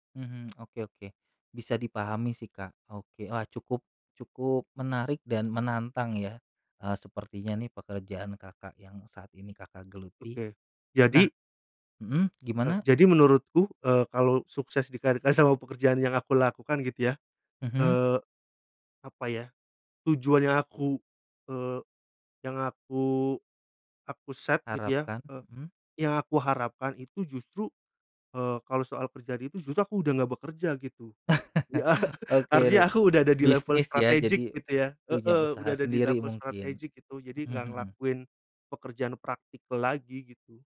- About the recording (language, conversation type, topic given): Indonesian, podcast, Menurut kamu, sukses itu artinya apa sekarang?
- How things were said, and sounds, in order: other background noise; tapping; laughing while speaking: "Iya"; laugh; chuckle; in English: "strategic"; in English: "strategic"; in English: "practical"